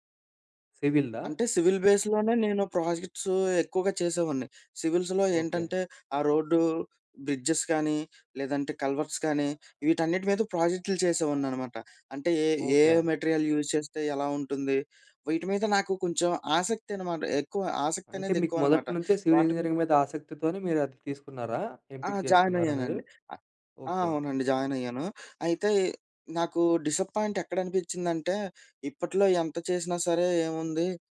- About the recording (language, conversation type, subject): Telugu, podcast, ఆసక్తిని నిలబెట్టుకోవడానికి మీరు ఏం చేస్తారు?
- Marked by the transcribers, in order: in English: "సివిల్ బేస్‌లోనే"; in English: "సివిల్స్‌లో"; in English: "బ్రిడ్జెస్"; in English: "కల్వర్ట్స్"; in English: "మెటీరియల్ యూజ్"; in English: "సివిల్ ఇంజినీరింగ్"; in English: "డిసప్పాయింట్"